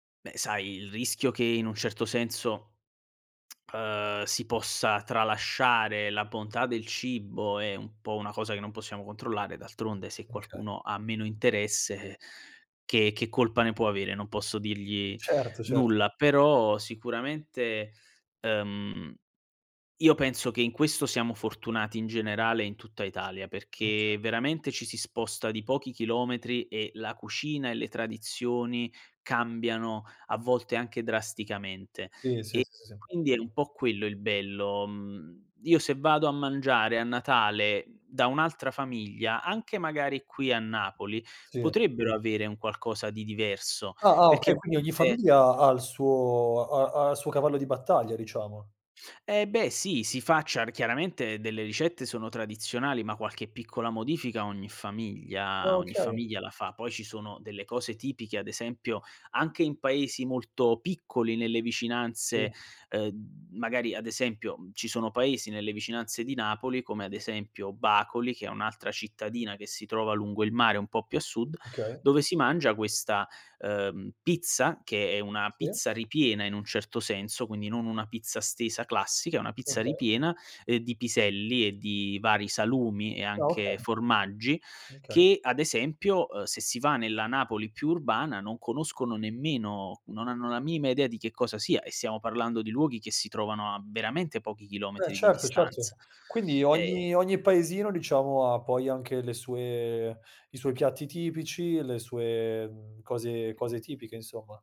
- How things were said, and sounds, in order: lip smack; tapping; other background noise; "minima" said as "mima"
- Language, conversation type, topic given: Italian, podcast, Qual è il ruolo delle feste nel legame col cibo?